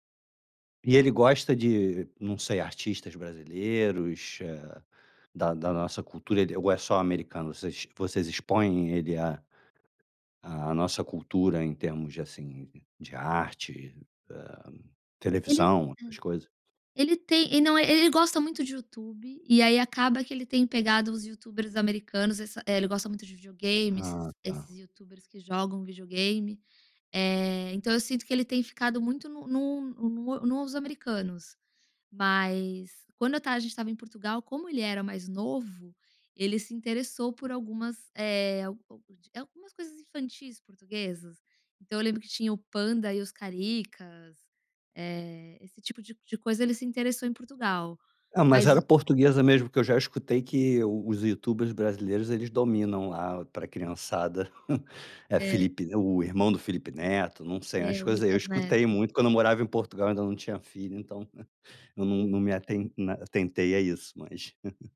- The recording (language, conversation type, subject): Portuguese, podcast, Como escolher qual língua falar em família?
- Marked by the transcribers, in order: unintelligible speech; other background noise; chuckle; chuckle